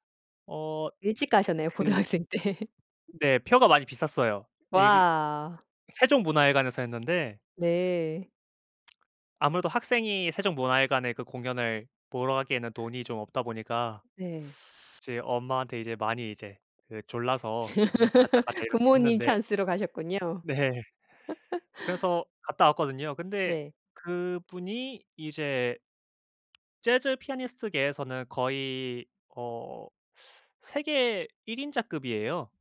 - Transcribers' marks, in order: laughing while speaking: "고등학생 때"; other background noise; laugh; laugh; tapping
- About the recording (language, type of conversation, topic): Korean, podcast, 요즘 음악을 어떤 스타일로 즐겨 들으시나요?